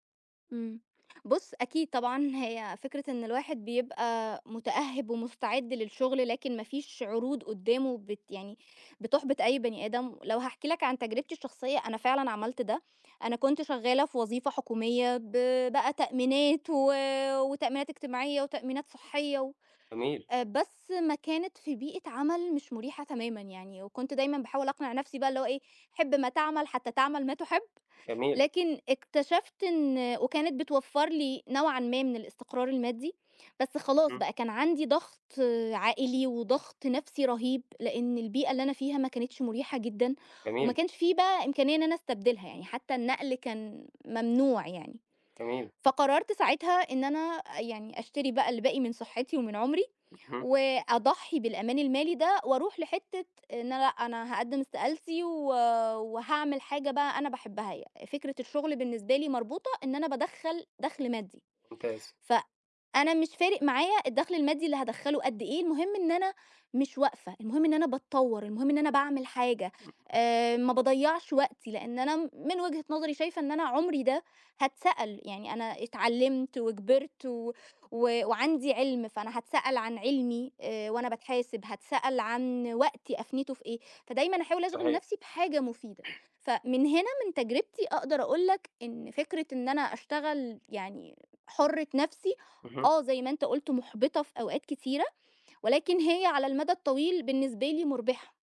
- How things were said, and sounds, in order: tapping; unintelligible speech; throat clearing
- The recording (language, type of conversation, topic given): Arabic, podcast, إزاي بتختار بين شغل بتحبه وبيكسبك، وبين شغل مضمون وآمن؟